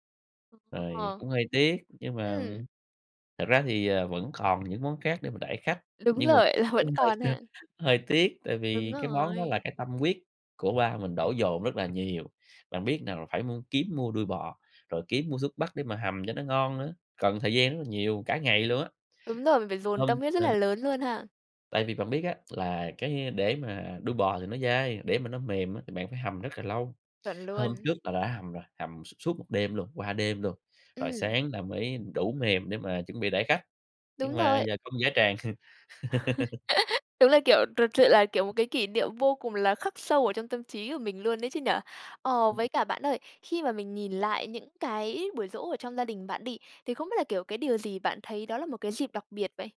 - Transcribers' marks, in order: unintelligible speech; tapping; other background noise; laugh
- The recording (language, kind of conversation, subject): Vietnamese, podcast, Truyền thống gia đình nào bạn giữ lại và thấy quý không?